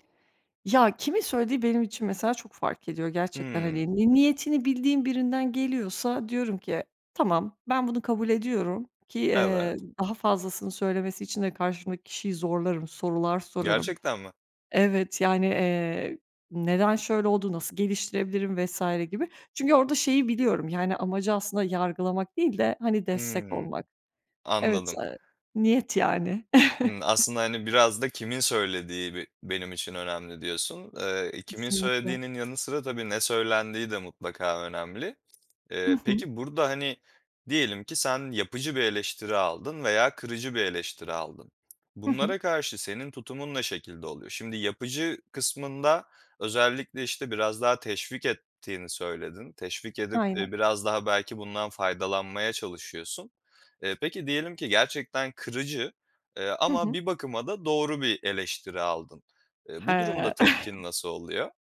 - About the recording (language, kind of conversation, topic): Turkish, podcast, Eleştiri alırken nasıl tepki verirsin?
- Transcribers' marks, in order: chuckle; other background noise; chuckle